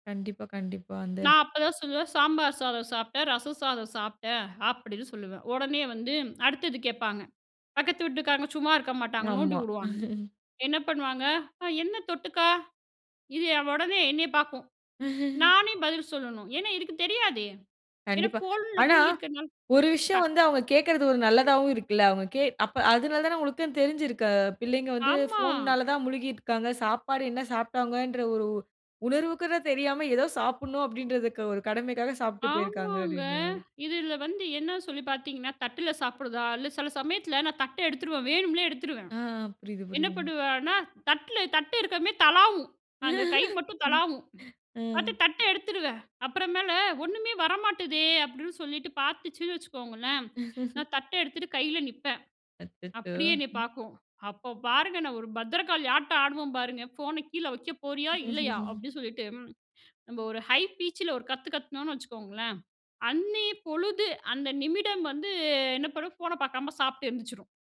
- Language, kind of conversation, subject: Tamil, podcast, மொபைல் போனைக் கையிலேயே வைத்துக் கொண்டு உணவு சாப்பிடலாமா?
- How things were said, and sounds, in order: other background noise; chuckle; chuckle; other noise; laugh; chuckle; chuckle; in English: "ஹை பீச்"